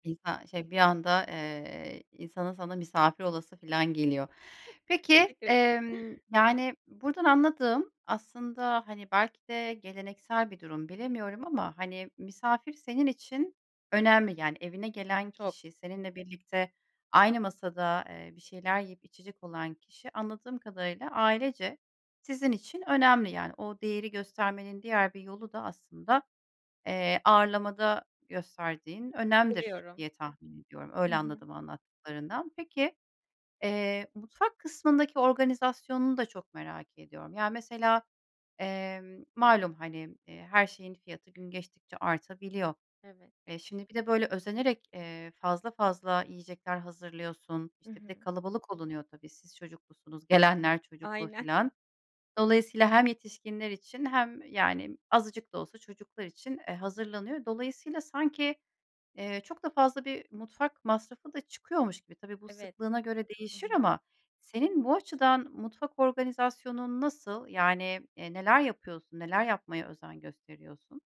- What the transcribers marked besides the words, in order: chuckle
- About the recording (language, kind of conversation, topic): Turkish, podcast, Bütçe kısıtlıysa kutlama yemeğini nasıl hazırlarsın?